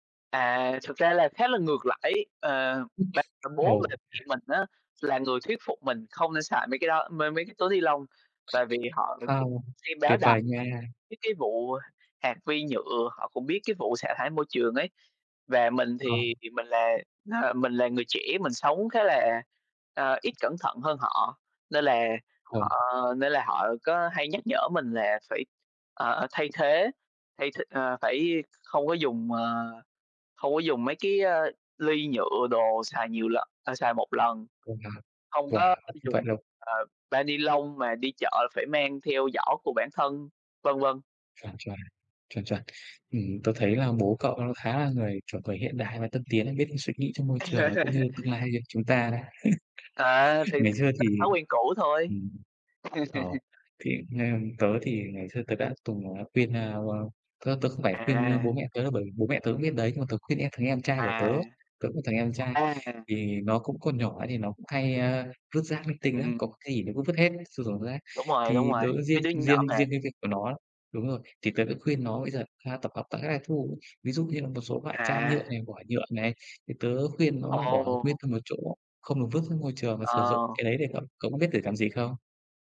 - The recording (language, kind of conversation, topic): Vietnamese, unstructured, Làm thế nào để giảm rác thải nhựa trong nhà bạn?
- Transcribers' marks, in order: other background noise; tapping; other noise; unintelligible speech; laugh; chuckle; unintelligible speech; laugh